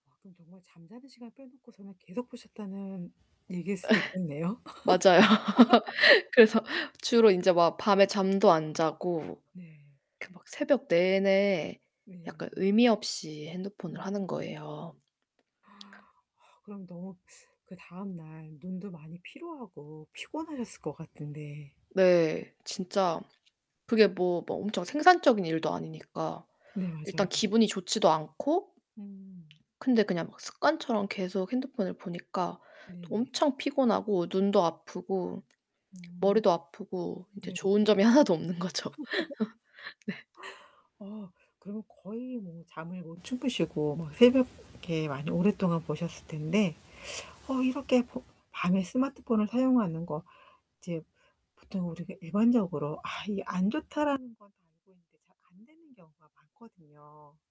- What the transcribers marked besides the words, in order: laugh; laughing while speaking: "맞아요. 그래서"; distorted speech; laugh; gasp; other background noise; laughing while speaking: "하나도 없는 거죠. 네"; laugh; static
- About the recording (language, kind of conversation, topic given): Korean, podcast, 밤에 스마트폰 사용을 솔직히 어떻게 관리하시나요?